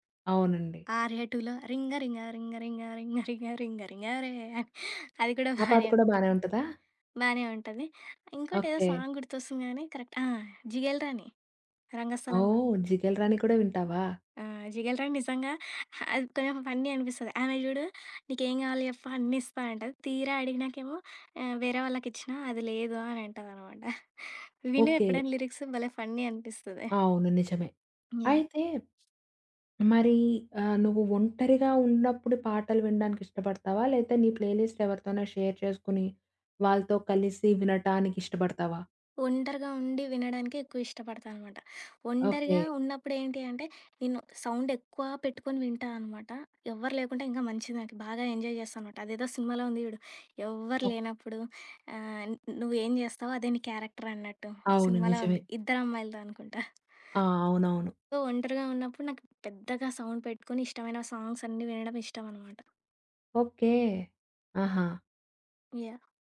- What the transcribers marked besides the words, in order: singing: "రింగా రింగా రింగా రింగా రింగా రింగా రింగ రింగ రే"; giggle; other background noise; in English: "సాంగ్"; in English: "కరెక్ట్"; in English: "ఫన్నీ"; in English: "ఫన్నీ"; tapping; in English: "ప్లే లిస్ట్"; in English: "షేర్"; in English: "ఎంజాయ్"; giggle; in English: "సో"; in English: "సౌండ్"
- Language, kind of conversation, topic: Telugu, podcast, పాత హాబీతో మళ్లీ మమేకమయ్యేటప్పుడు సాధారణంగా ఎదురయ్యే సవాళ్లు ఏమిటి?